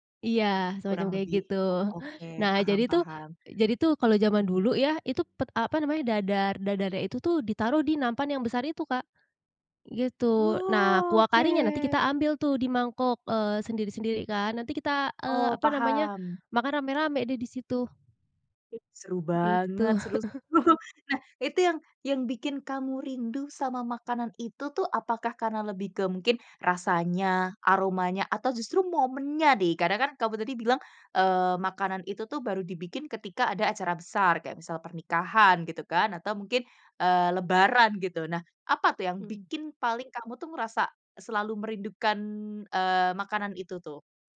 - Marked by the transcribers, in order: drawn out: "Oke"; laughing while speaking: "seru"; chuckle
- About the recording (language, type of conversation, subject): Indonesian, podcast, Apa makanan khas perayaan di kampung halamanmu yang kamu rindukan?